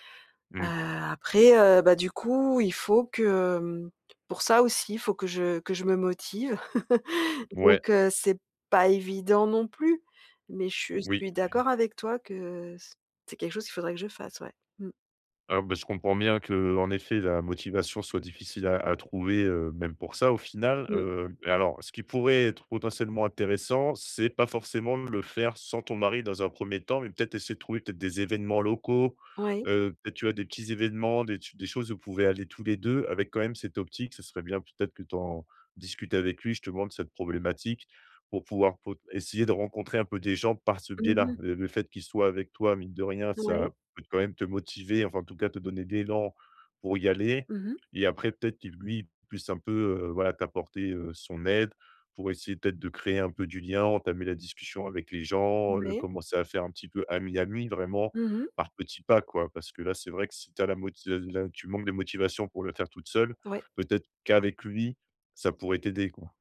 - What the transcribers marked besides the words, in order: chuckle; other background noise; stressed: "par"
- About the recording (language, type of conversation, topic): French, advice, Comment retrouver durablement la motivation quand elle disparaît sans cesse ?